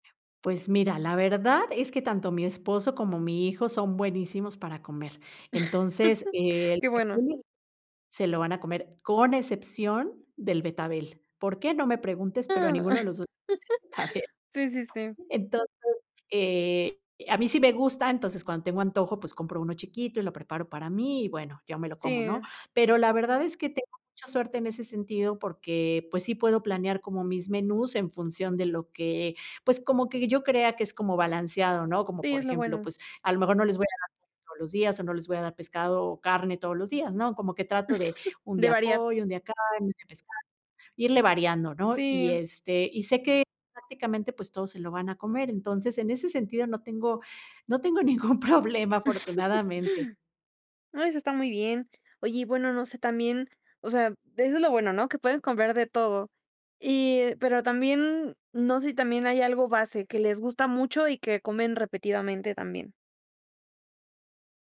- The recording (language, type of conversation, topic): Spanish, podcast, ¿Tienes una rutina para preparar la cena?
- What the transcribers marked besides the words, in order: chuckle; unintelligible speech; unintelligible speech; laugh; unintelligible speech; chuckle; laughing while speaking: "ningún problema"; laugh